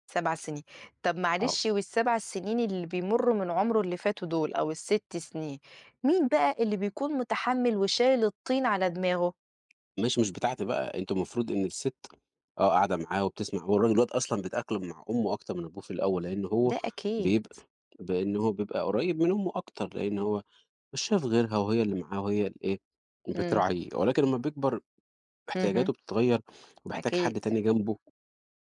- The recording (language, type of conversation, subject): Arabic, unstructured, إزاي بتتعامل مع مشاعر الغضب بعد خناقة مع شريكك؟
- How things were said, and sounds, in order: tapping